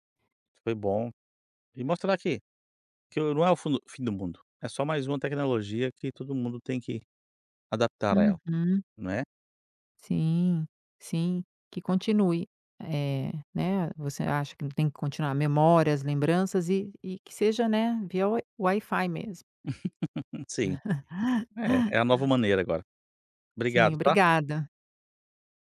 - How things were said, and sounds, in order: chuckle; laugh
- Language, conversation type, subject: Portuguese, podcast, Como a tecnologia alterou a conversa entre avós e netos?